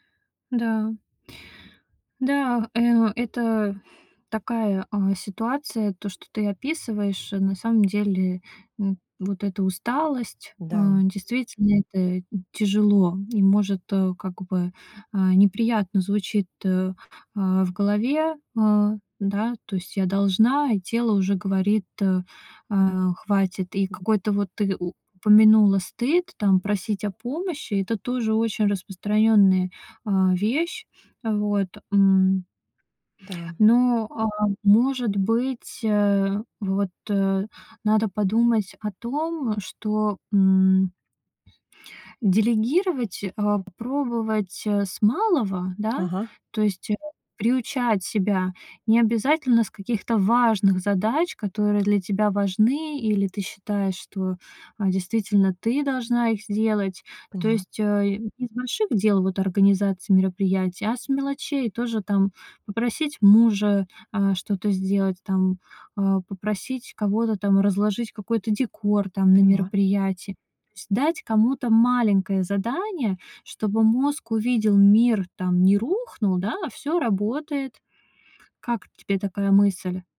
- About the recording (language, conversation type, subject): Russian, advice, Как перестать брать на себя слишком много и научиться выстраивать личные границы?
- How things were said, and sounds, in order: exhale; other background noise; tapping